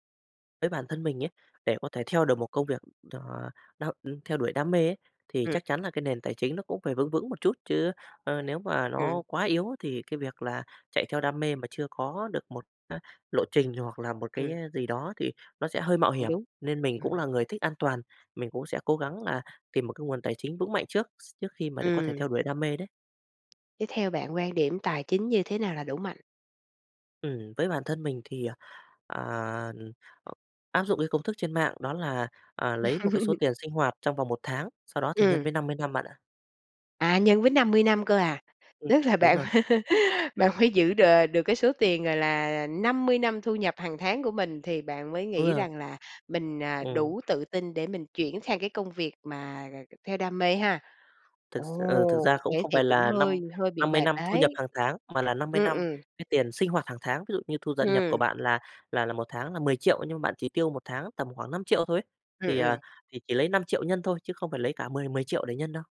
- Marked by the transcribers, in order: other background noise; tapping; laugh; laugh
- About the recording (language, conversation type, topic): Vietnamese, podcast, Bạn cân bằng giữa đam mê và tiền bạc thế nào?